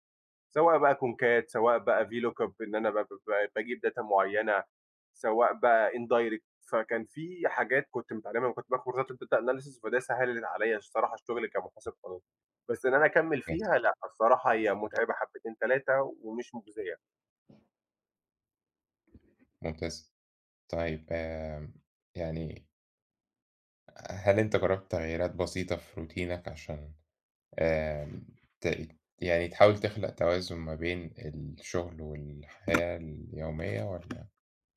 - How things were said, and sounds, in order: in English: "data"; in English: "indirect"; in English: "كورسات الdata analysis"; unintelligible speech; tapping; other background noise; in English: "روتينك"
- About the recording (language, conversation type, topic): Arabic, unstructured, إزاي تحافظ على توازن بين الشغل وحياتك؟